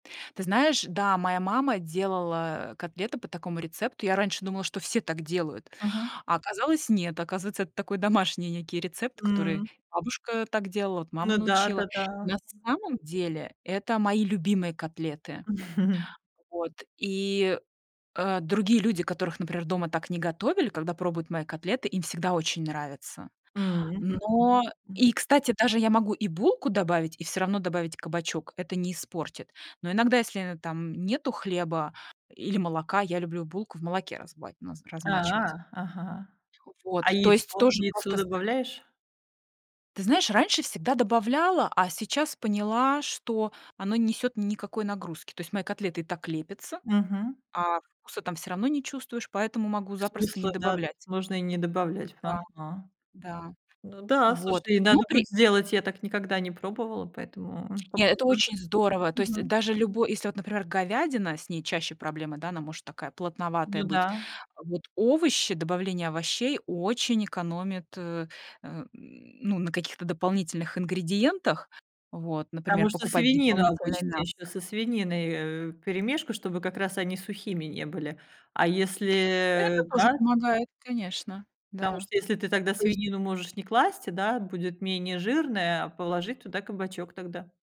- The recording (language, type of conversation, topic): Russian, podcast, Как вы выбираете замену продукту, которого нет под рукой?
- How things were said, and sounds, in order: other background noise; chuckle; tapping